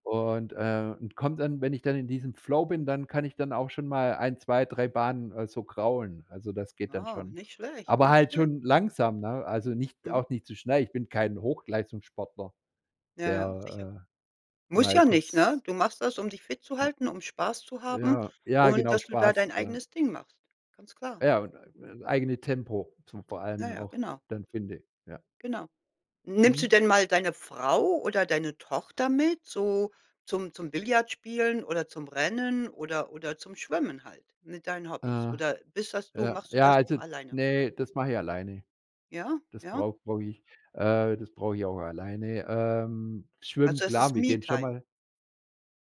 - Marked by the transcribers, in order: other background noise; in English: "Me-Time?"
- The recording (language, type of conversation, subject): German, podcast, Wann gerätst du bei deinem Hobby so richtig in den Flow?